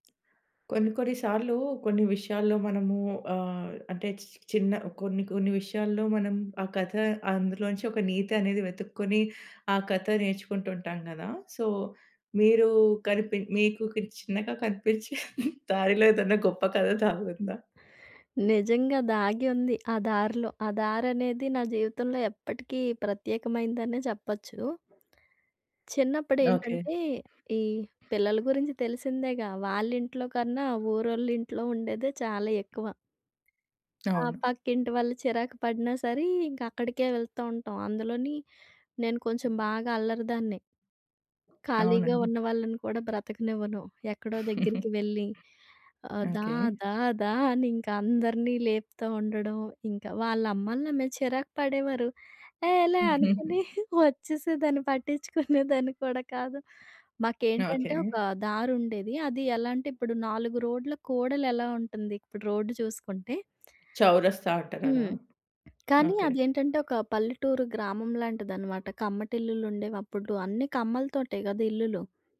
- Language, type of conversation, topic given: Telugu, podcast, చిన్నగా కనిపించే ఒక దారిలో నిజంగా గొప్ప కథ దాగి ఉంటుందా?
- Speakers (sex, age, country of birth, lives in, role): female, 30-34, India, India, guest; female, 30-34, India, India, host
- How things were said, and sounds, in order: tapping; in English: "సో"; laughing while speaking: "కనిపించే దారిలో ఏదన్నా గొప్ప కథ దాగుందా?"; other background noise; chuckle; laughing while speaking: "అనుకుని వచ్చేసేదాన్ని, పట్టించుకునేదాన్ని కూడా కాదు"; giggle; lip smack